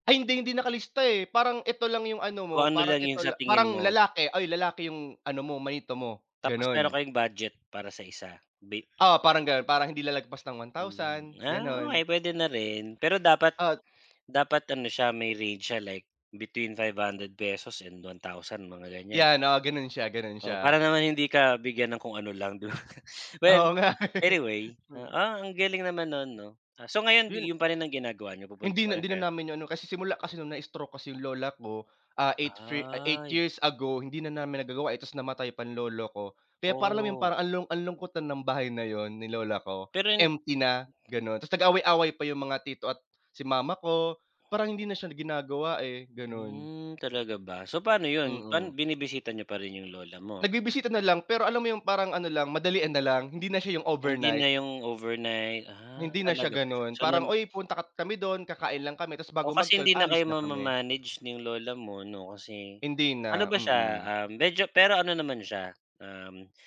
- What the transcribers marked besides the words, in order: laughing while speaking: "'di ba"; laughing while speaking: "nga eh"; drawn out: "Ay"; other background noise
- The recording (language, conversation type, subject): Filipino, unstructured, Anong mga tradisyon ang nagpapasaya sa’yo tuwing Pasko?